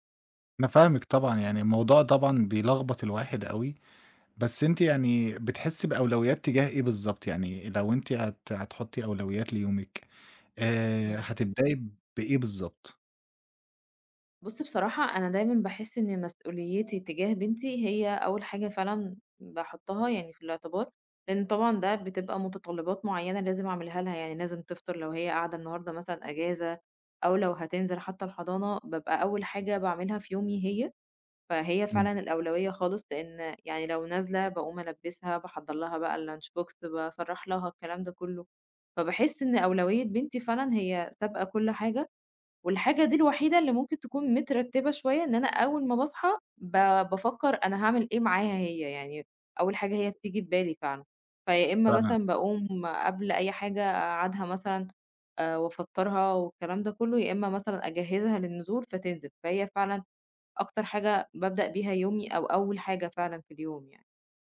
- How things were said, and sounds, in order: in English: "الlunch box"; tapping
- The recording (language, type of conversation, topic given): Arabic, advice, إزاي غياب التخطيط اليومي بيخلّيك تضيّع وقتك؟